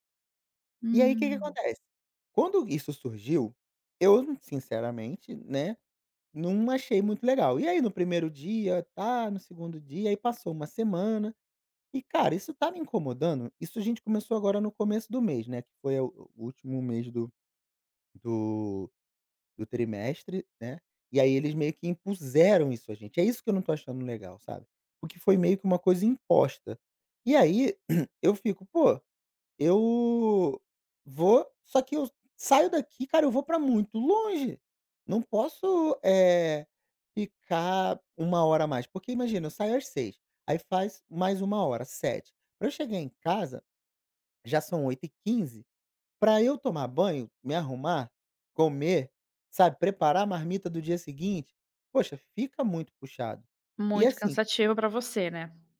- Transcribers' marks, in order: other background noise; stressed: "impuseram"; throat clearing
- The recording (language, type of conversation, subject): Portuguese, advice, Como descrever a pressão no trabalho para aceitar horas extras por causa da cultura da empresa?